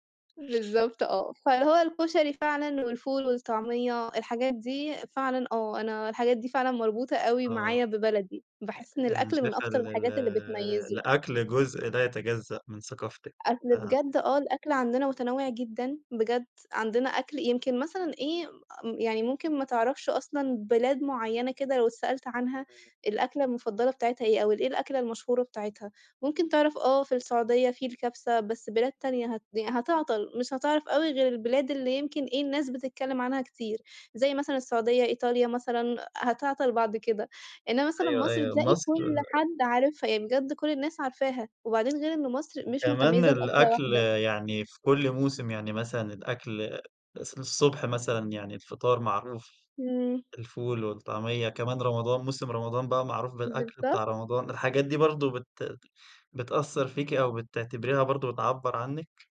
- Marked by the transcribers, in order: other background noise; tapping
- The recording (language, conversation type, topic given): Arabic, podcast, إيه الحاجات اللي بتحسسك إنك بجد من هنا؟